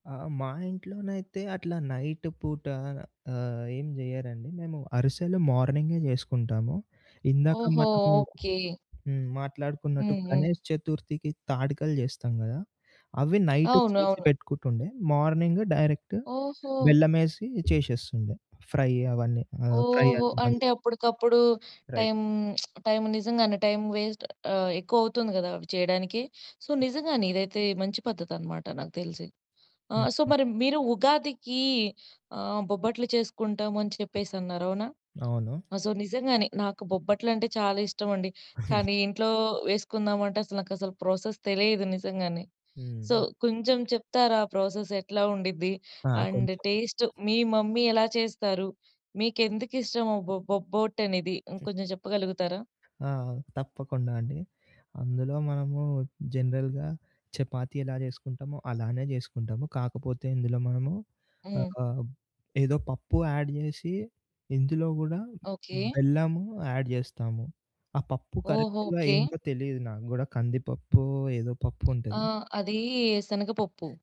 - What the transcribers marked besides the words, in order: in English: "నైట్"; in English: "నైట్"; in English: "మార్నింగ్ డైరెక్ట్"; in English: "ఫ్రై"; in English: "ఫ్రై"; lip smack; in English: "రైట్"; in English: "టైమ్ వేస్ట్"; in English: "సో"; other background noise; in English: "సో"; tapping; in English: "సో"; chuckle; in English: "ప్రాసెస్"; in English: "సో"; in English: "ప్రాసెస్"; in English: "అండ్ టేస్ట్"; in English: "మమ్మీ"; in English: "జనరల్‌గా"; in English: "యాడ్"; in English: "యాడ్"; in English: "కరెక్ట్‌గా"
- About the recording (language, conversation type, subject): Telugu, podcast, పండుగ సమయంలో మీరు ఇష్టపడే వంటకం ఏది?